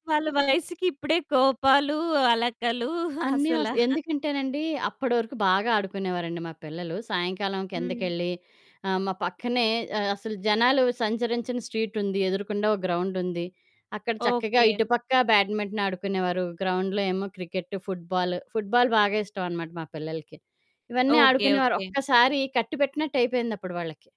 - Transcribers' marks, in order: laughing while speaking: "వాళ్ళ వయస్సుకి ఇప్పుడే కోపాలు, అలకలు అసలా"; in English: "బ్యాడ్మింటన్"
- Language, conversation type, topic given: Telugu, podcast, మీ సంస్కృతి గురించి పిల్లలకు మీరు ఏం చెప్పాలనుకుంటారు?